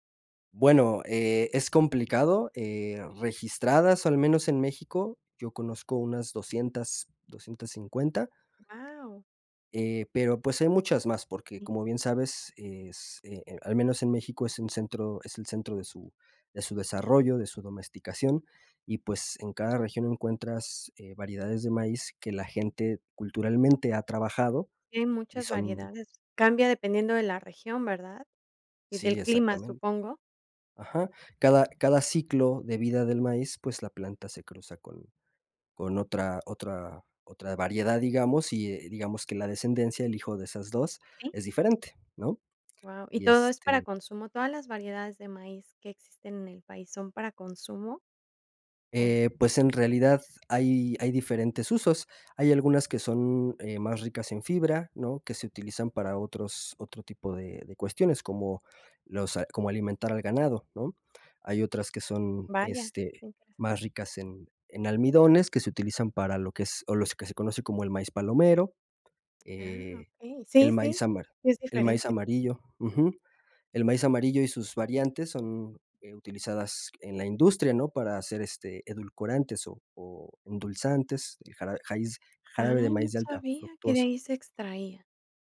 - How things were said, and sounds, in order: other noise
- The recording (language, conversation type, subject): Spanish, podcast, ¿Qué decisión cambió tu vida?